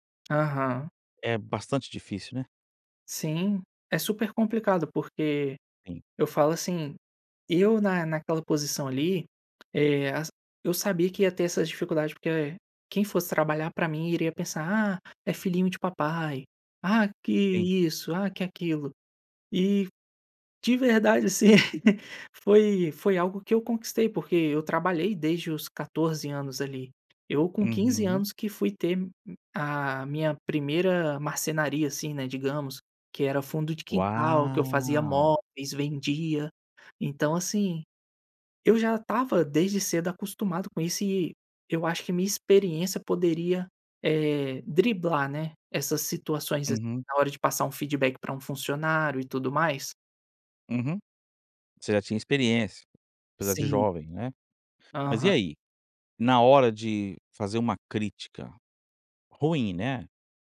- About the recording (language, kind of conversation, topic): Portuguese, podcast, Como dar um feedback difícil sem perder a confiança da outra pessoa?
- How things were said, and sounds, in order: none